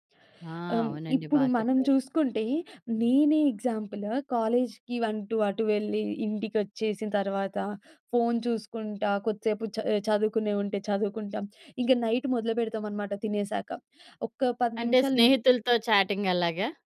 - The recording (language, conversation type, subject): Telugu, podcast, సమయానికి నిద్రపోలేకపోయినా శక్తిని నిలుపుకునేందుకు ఏమైనా చిట్కాలు చెప్పగలరా?
- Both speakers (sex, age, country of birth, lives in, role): female, 20-24, India, India, guest; female, 45-49, India, India, host
- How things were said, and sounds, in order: in English: "ఎగ్జాంపుల్"; in English: "నైట్"; in English: "చాటింగ్"